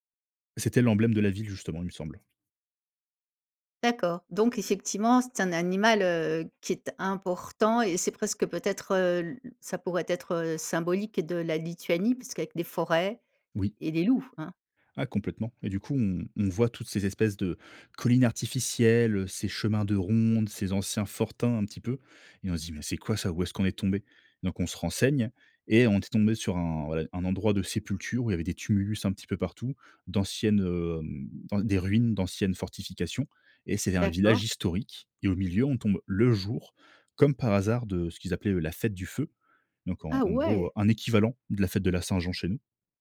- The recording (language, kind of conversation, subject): French, podcast, Quel plat découvert en voyage raconte une histoire selon toi ?
- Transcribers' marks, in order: other background noise